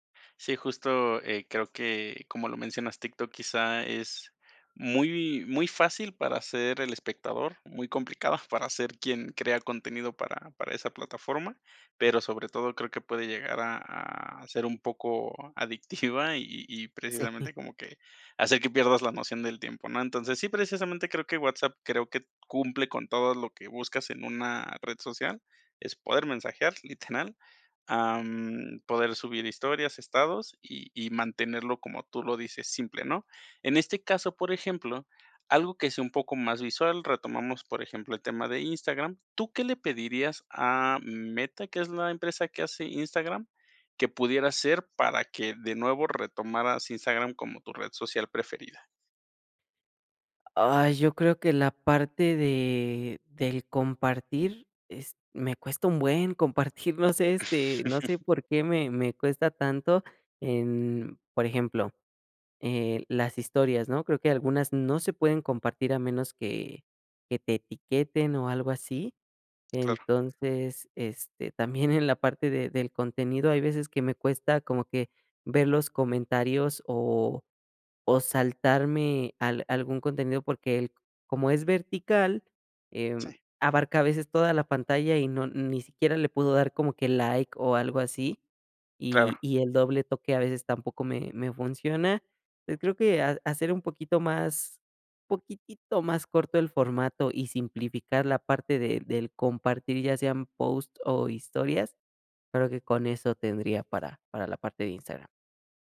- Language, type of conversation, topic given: Spanish, podcast, ¿Qué te frena al usar nuevas herramientas digitales?
- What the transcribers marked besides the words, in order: chuckle; chuckle; chuckle